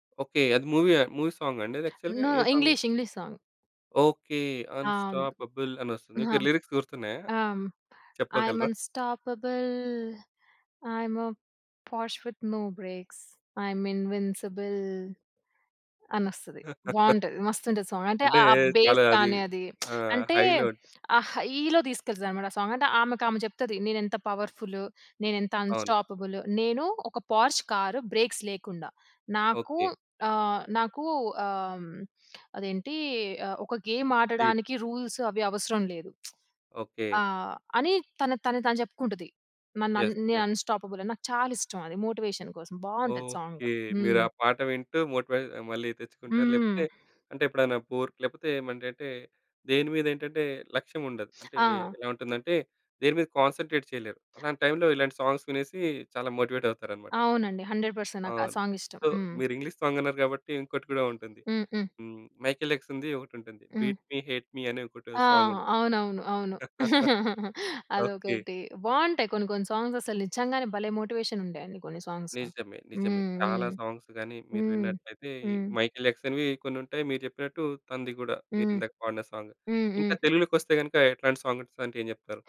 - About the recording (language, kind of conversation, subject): Telugu, podcast, మోటివేషన్ తగ్గిపోయినప్పుడు మీరు ఏమి చేస్తారు?
- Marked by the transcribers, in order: in English: "మూవీ"; in English: "యాక్చువల్‌గా"; in English: "నో"; in English: "సాంగ్"; in English: "అన్స్టాపబుల్"; other background noise; singing: "ఐఎం అన్స్టాపబుల్ ఐఎం పోష్ విత్ నో బ్రేక్స్ ఐఎం ఇన్విన్సిబుల్"; in English: "ఐఎం అన్స్టాపబుల్ ఐఎం పోష్ విత్ నో బ్రేక్స్ ఐఎం ఇన్విన్సిబుల్"; in English: "లిరిక్స్"; in English: "సాంగ్"; in English: "బేస్"; giggle; lip smack; in English: "హైలో"; in English: "సాంగ్"; in English: "హైలో"; in English: "కార్ బ్రేక్స్"; tapping; in English: "గేమ్"; in English: "రూల్స్"; lip smack; in English: "అన్స్టాపబుల్"; in English: "యస్, యస్"; in English: "మోటివేషన్"; in English: "మోటివేట్"; in English: "కాన్సంట్రేట్"; in English: "టైంలో"; in English: "సాంగ్స్"; in English: "మోటివేట్"; in English: "హండ్రెడ్ పర్సెంట్"; in English: "సో"; in English: "సాంగ్"; in English: "బీట్‌మి హేట్‌మి"; laugh; in English: "సాంగ్"; giggle; in English: "సాంగ్స్"; in English: "మోటివేషన్"; in English: "సాంగ్స్"; in English: "సాంగ్"; in English: "సాంగ్స్"